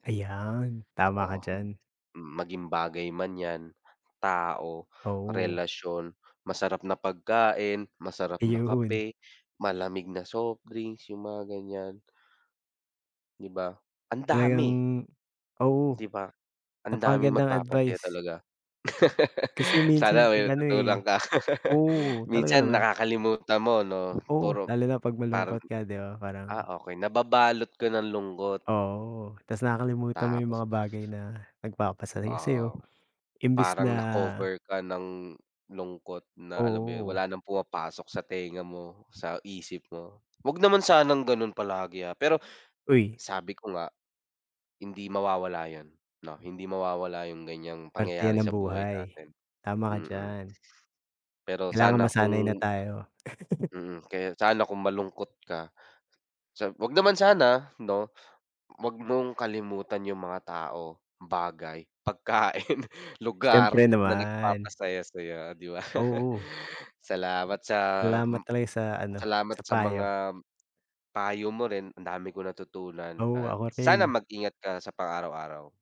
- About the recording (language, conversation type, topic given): Filipino, unstructured, Ano ang nagpapasaya sa puso mo araw-araw?
- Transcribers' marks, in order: laugh; laugh; wind; tapping; other background noise; chuckle; laughing while speaking: "pagkain"; laughing while speaking: "di ba?"; laugh